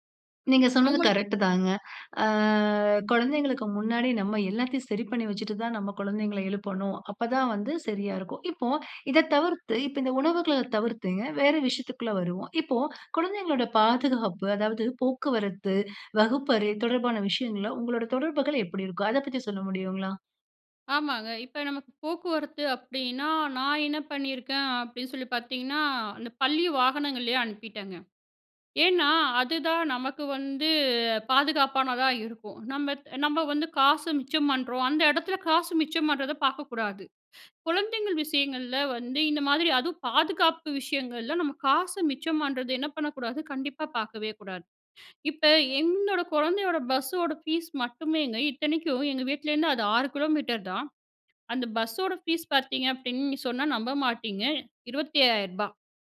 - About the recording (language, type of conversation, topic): Tamil, podcast, குழந்தைகளை பள்ளிக்குச் செல்ல நீங்கள் எப்படி தயார் செய்கிறீர்கள்?
- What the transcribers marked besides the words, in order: in English: "கரெக்ட்"; drawn out: "ஆ"; inhale; inhale